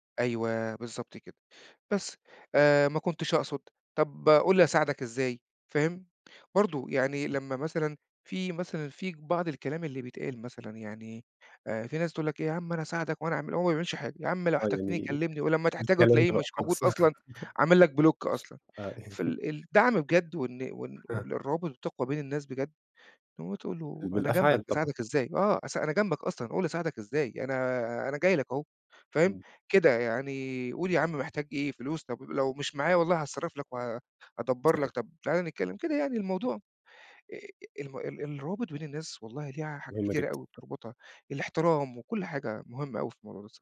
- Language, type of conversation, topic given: Arabic, podcast, إيه الحاجات الصغيرة اللي بتقوّي الروابط بين الناس؟
- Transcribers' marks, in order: other noise; chuckle; in English: "بلوك"; laughing while speaking: "يعني"; unintelligible speech; tapping